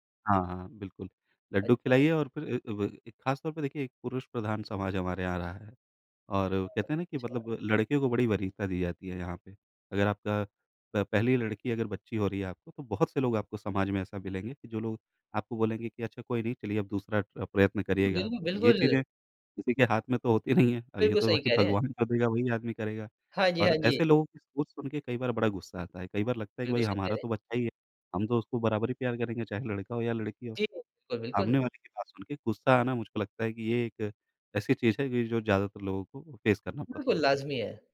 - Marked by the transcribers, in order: laughing while speaking: "होती नहीं है, अब ये … वही आदमी करेगा"; in English: "फेस"
- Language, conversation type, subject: Hindi, podcast, पहली बार माता-पिता बनने पर आपको सबसे बड़ा सबक क्या मिला?